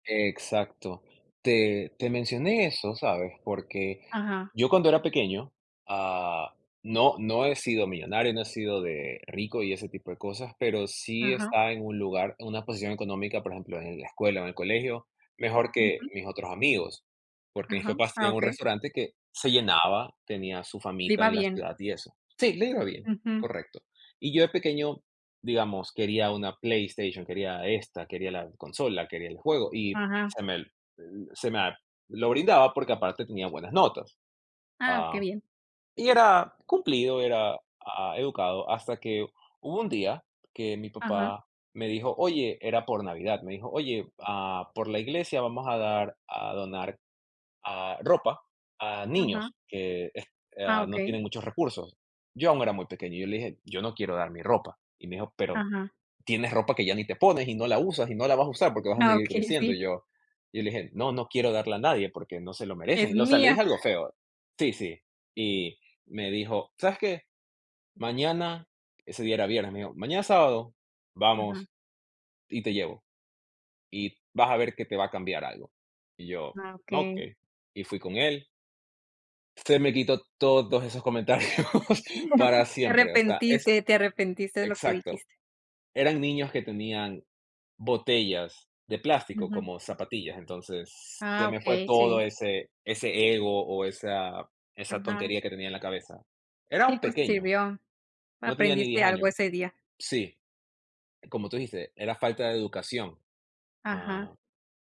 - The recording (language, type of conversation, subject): Spanish, unstructured, ¿Crees que el dinero compra la felicidad?
- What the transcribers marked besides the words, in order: laughing while speaking: "okey"; other background noise; chuckle; laughing while speaking: "comentarios"